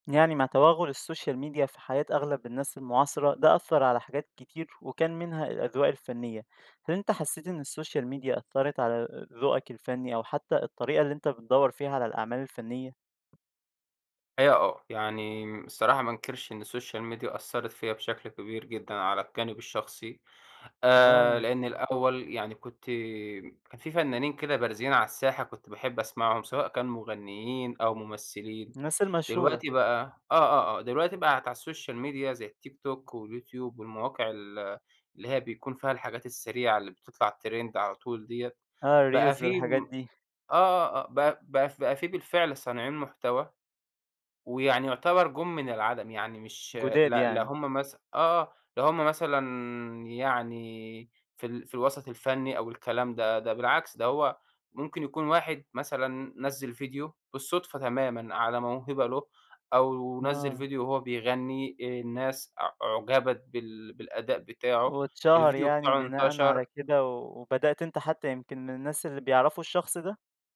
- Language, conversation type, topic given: Arabic, podcast, إزاي بتحس إن السوشيال ميديا غيّرت طريقة اكتشافك للأعمال الفنية؟
- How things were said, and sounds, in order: in English: "الSocial Media"; in English: "الSocial Media"; in English: "الSocial Media"; in English: "الSocial Media"; in English: "الReels"; in English: "Trend"